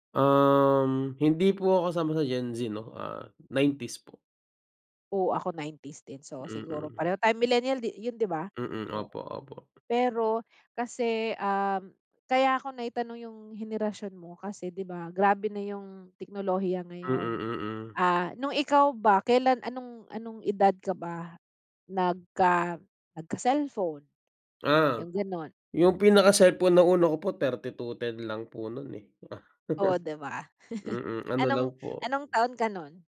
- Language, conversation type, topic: Filipino, unstructured, Ano ang pinakatumatak na karanasan mo sa paggamit ng teknolohiya?
- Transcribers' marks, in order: laugh; chuckle